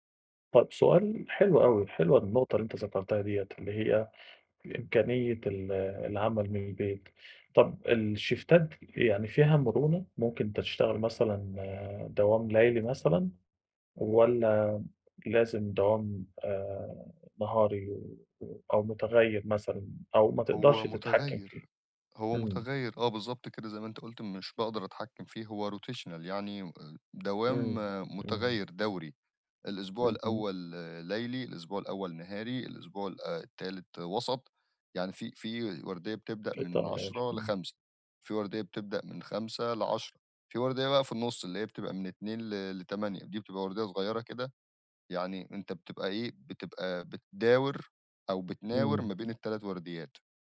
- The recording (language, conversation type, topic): Arabic, advice, ازاي أوازن بين طموحي ومسؤولياتي دلوقتي عشان ما أندمش بعدين؟
- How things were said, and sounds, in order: other background noise; in English: "الشيفتات"; tapping; in English: "rotational"; unintelligible speech